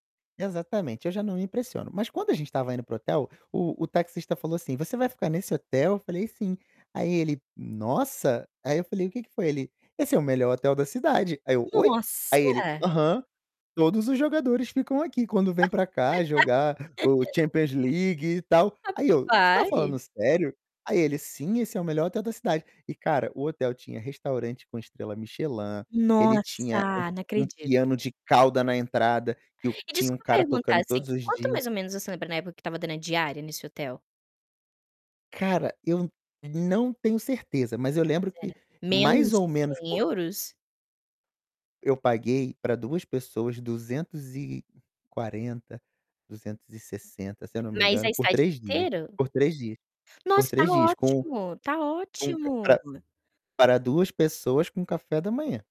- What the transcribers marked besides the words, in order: laugh; tapping; distorted speech
- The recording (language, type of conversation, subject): Portuguese, podcast, Você pode me contar sobre uma viagem que mudou a sua visão cultural?